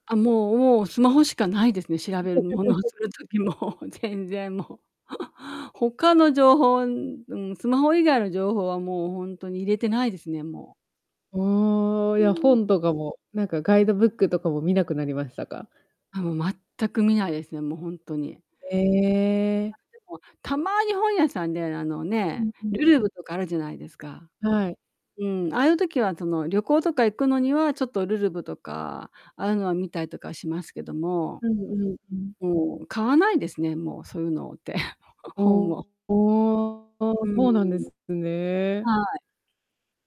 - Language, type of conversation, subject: Japanese, podcast, スマホを一番便利だと感じるのは、どんなときですか？
- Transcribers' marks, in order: laugh; laughing while speaking: "する時も、全然もう"; chuckle; distorted speech; unintelligible speech; laughing while speaking: "そういうのって"